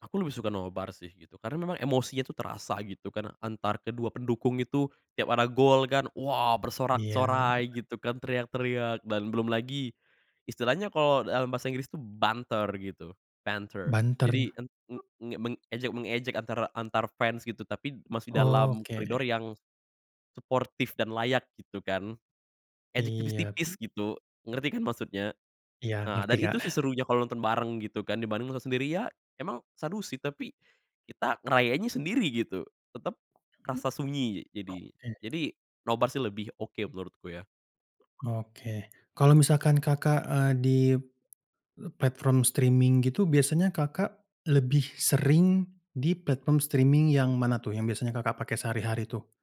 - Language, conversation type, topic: Indonesian, podcast, Bagaimana layanan streaming mengubah kebiasaan menonton orang?
- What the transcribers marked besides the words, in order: other background noise; in English: "Banter?"; in English: "banter"; other noise; in English: "banter"; tapping; in English: "streaming"; in English: "streaming"